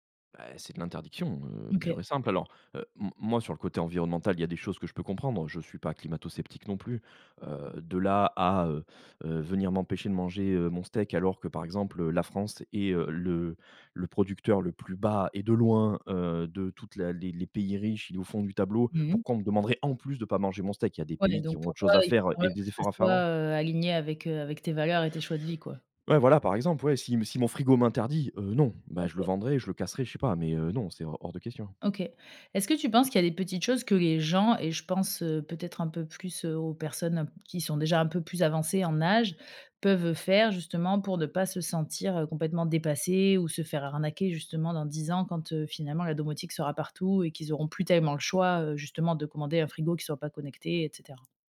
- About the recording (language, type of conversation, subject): French, podcast, Comment vois-tu évoluer la maison connectée dans dix ans ?
- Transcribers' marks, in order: none